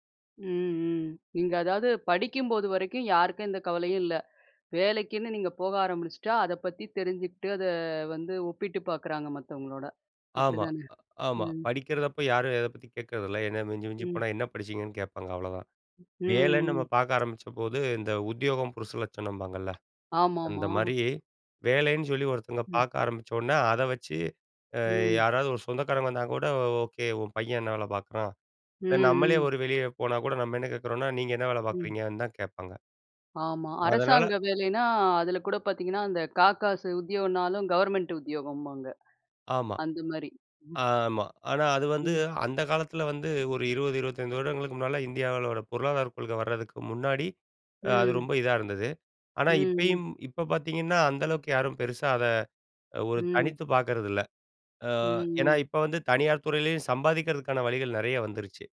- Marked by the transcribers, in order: "ஆரம்பிச்சிட்டா" said as "ஆரம்புனிச்சுட்டா"; drawn out: "அத"; drawn out: "ம்"; other background noise; chuckle
- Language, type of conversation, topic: Tamil, podcast, ஊழியர் என்ற அடையாளம் உங்களுக்கு மனஅழுத்தத்தை ஏற்படுத்துகிறதா?